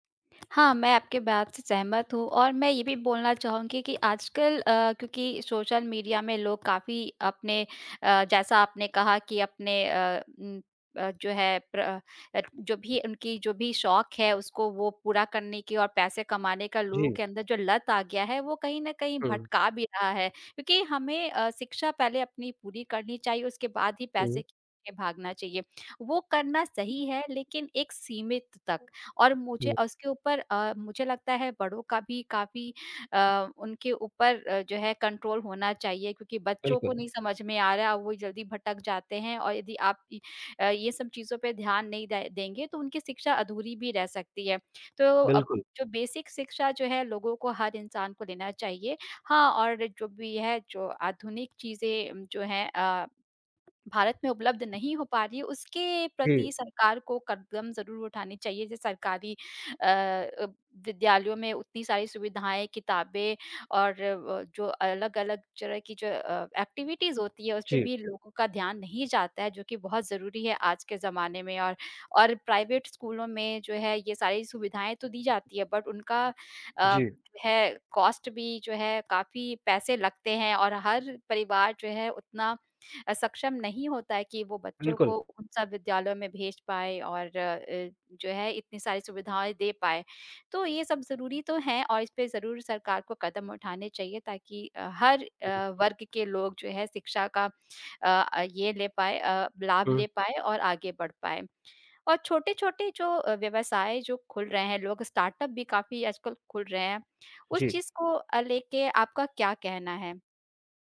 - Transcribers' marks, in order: tapping; other noise; in English: "कंट्रोल"; in English: "बेसिक"; in English: "एक्टिविटीज़"; in English: "प्राइवेट"; in English: "बट"; in English: "कॉस्ट"; in English: "स्टार्टअप"
- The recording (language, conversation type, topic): Hindi, unstructured, सरकार को रोजगार बढ़ाने के लिए कौन से कदम उठाने चाहिए?